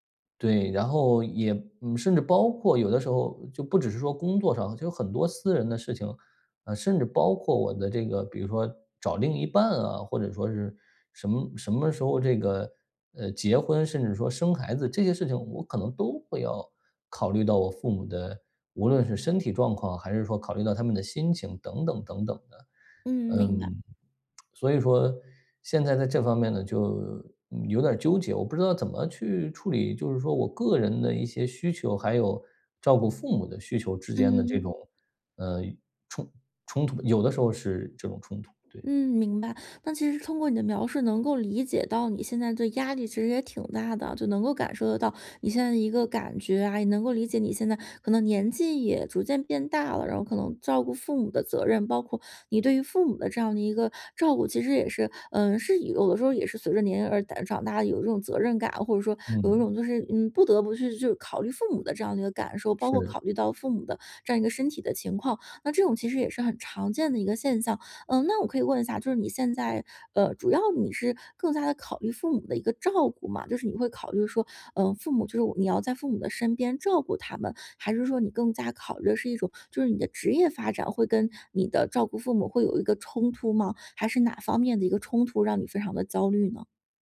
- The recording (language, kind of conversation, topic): Chinese, advice, 陪伴年迈父母的责任突然增加时，我该如何应对压力并做出合适的选择？
- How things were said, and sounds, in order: lip smack